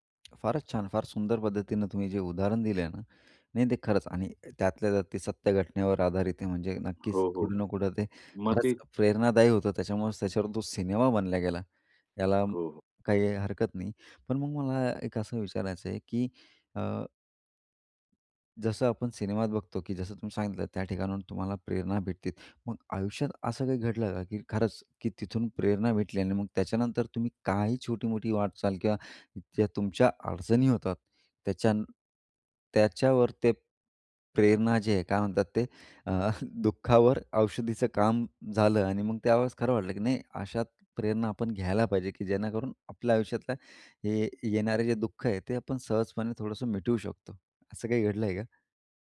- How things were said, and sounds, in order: tapping; other noise; chuckle; other background noise
- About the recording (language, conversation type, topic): Marathi, podcast, कला आणि मनोरंजनातून तुम्हाला प्रेरणा कशी मिळते?